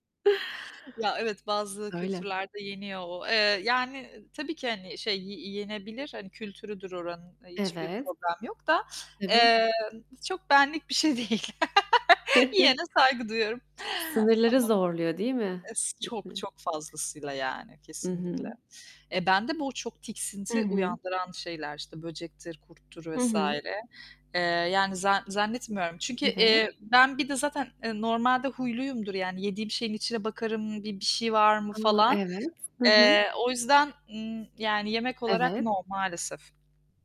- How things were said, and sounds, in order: static; other background noise; distorted speech; laughing while speaking: "değil"; laugh; chuckle; in English: "no"
- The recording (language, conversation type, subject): Turkish, unstructured, Hiç denemediğin ama merak ettiğin bir yemek var mı?